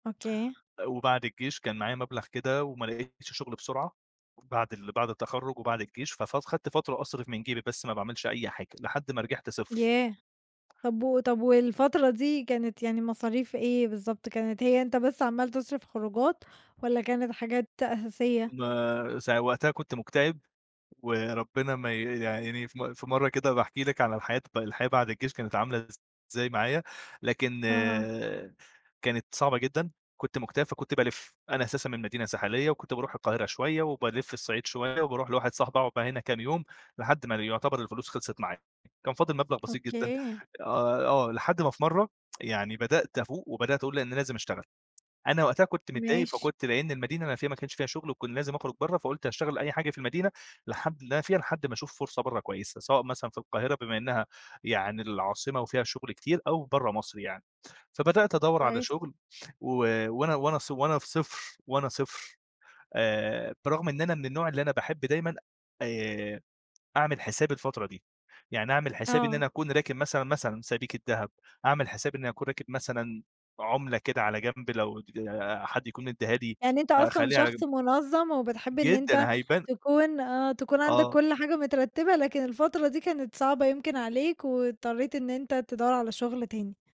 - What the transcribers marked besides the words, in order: "رجعت" said as "رجِحت"; tapping
- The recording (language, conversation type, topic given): Arabic, podcast, إزاي قدرت توازن مصاريفك وإنت بتغيّر في حياتك؟